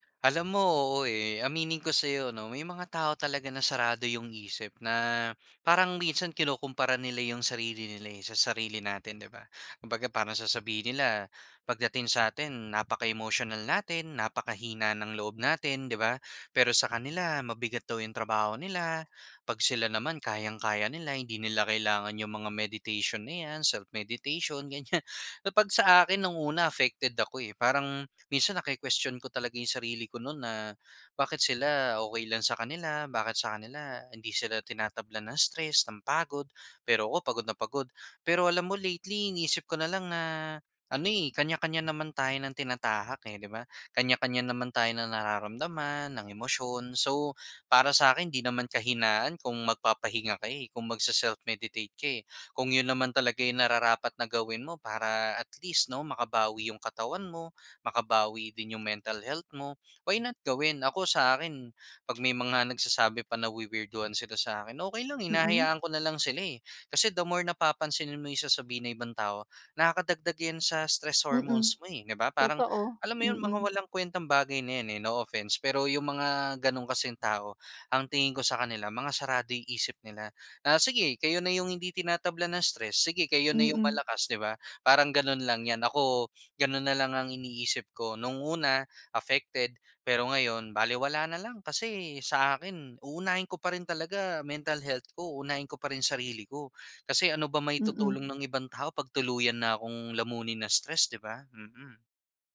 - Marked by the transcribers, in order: in English: "stress hormones"
- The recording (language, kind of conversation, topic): Filipino, podcast, Paano mo ginagamit ang pagmumuni-muni para mabawasan ang stress?